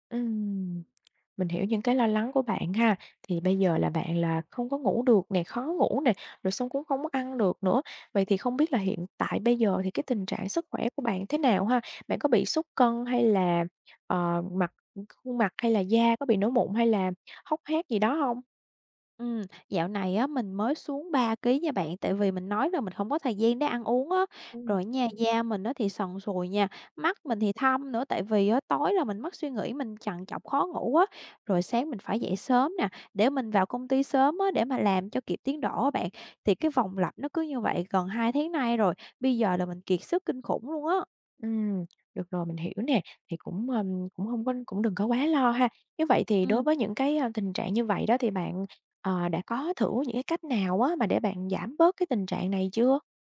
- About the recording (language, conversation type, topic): Vietnamese, advice, Bạn đang cảm thấy kiệt sức vì công việc và chán nản, phải không?
- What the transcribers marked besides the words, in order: tapping